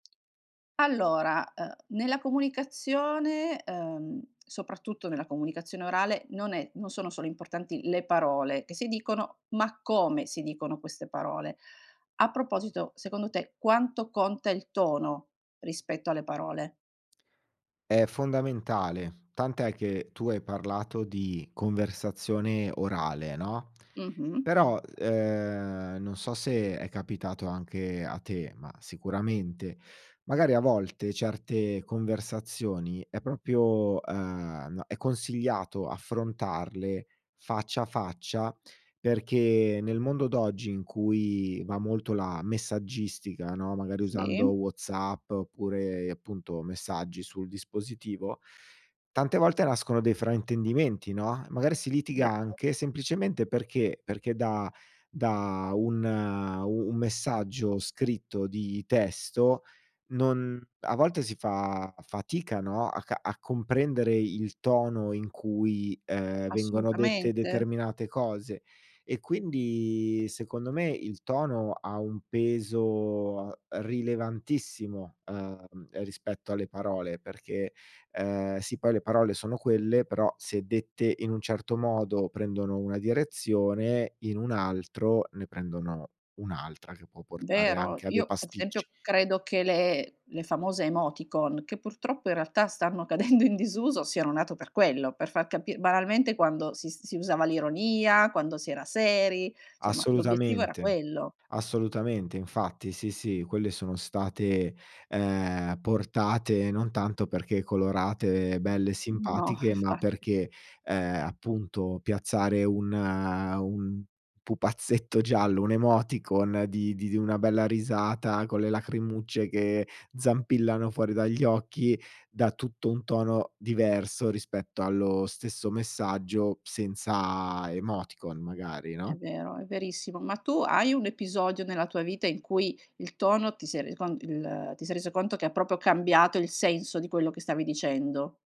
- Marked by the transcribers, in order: tapping; laughing while speaking: "cadendo"; chuckle; "proprio" said as "propo"
- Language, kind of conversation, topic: Italian, podcast, Quanto conta il tono rispetto alle parole?